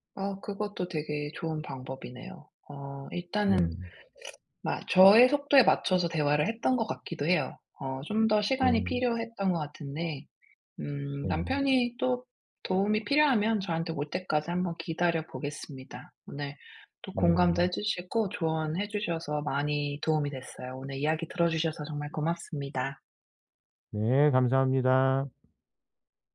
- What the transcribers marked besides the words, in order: tapping; other background noise
- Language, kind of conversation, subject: Korean, advice, 힘든 파트너와 더 잘 소통하려면 어떻게 해야 하나요?